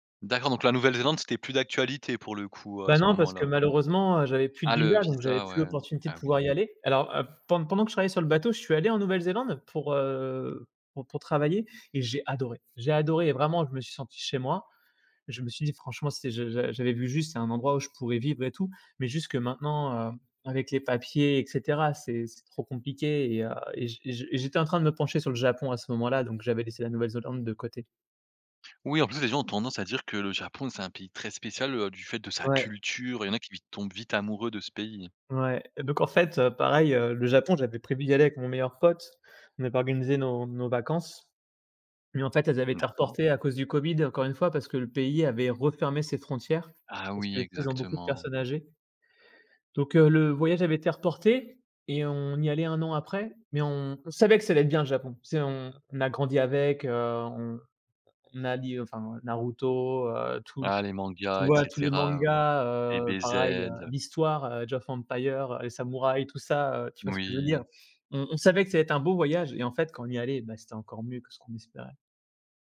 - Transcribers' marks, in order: drawn out: "heu"; stressed: "culture"; stressed: "pote"; stressed: "savait"; stressed: "l'histoire"
- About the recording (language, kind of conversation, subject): French, podcast, Dans quel contexte te sens-tu le plus chez toi ?